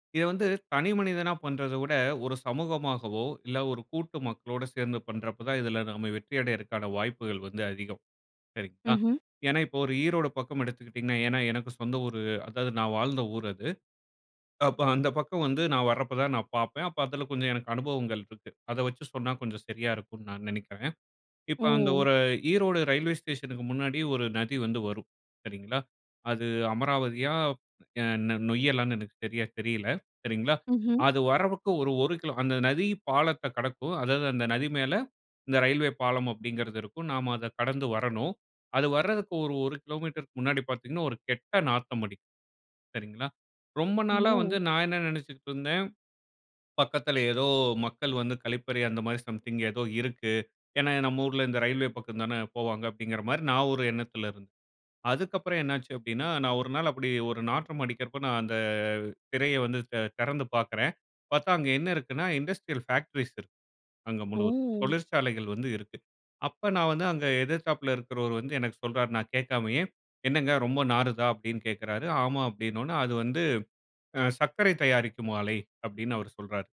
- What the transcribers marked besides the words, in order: in English: "சம்திங்"; in English: "இண்டஸ்ட்ரியல் ஃபேக்டரீஸ்"
- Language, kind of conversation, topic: Tamil, podcast, ஒரு நதியை ஒரே நாளில் எப்படிச் சுத்தம் செய்யத் தொடங்கலாம்?